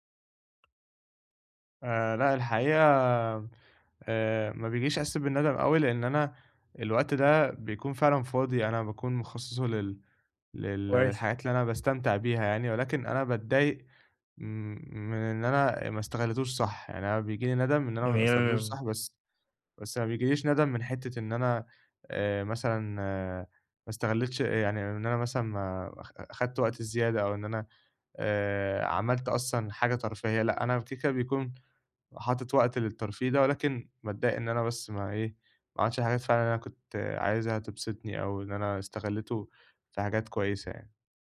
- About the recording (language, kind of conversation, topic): Arabic, advice, ليه بقيت بتشتت ومش قادر أستمتع بالأفلام والمزيكا والكتب في البيت؟
- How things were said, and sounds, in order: tapping; unintelligible speech